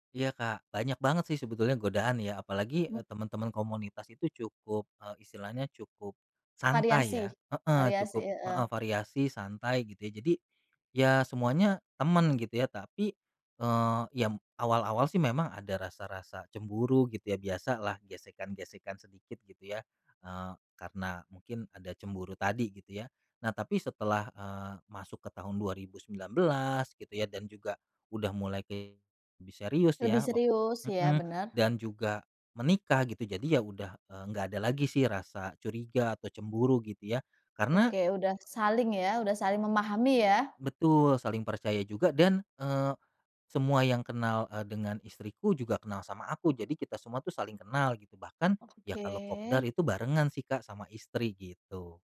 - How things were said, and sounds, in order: other background noise
- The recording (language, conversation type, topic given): Indonesian, podcast, Pernahkah kamu nekat ikut acara atau komunitas, lalu berujung punya teman seumur hidup?